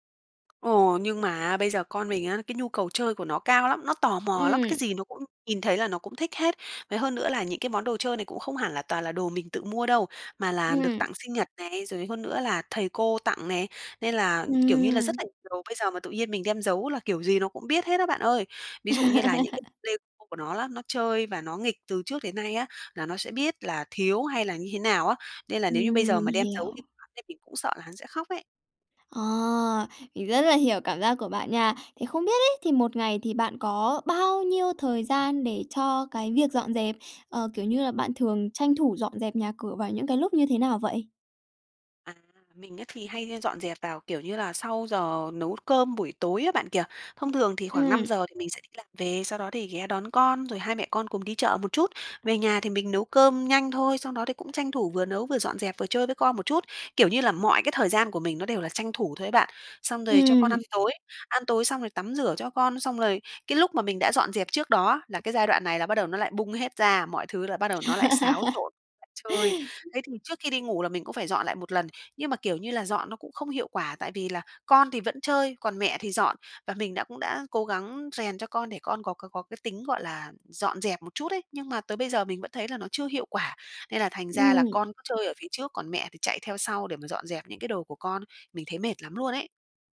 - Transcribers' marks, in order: tapping; laugh; other background noise; laugh
- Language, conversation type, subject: Vietnamese, advice, Làm thế nào để xây dựng thói quen dọn dẹp và giữ nhà gọn gàng mỗi ngày?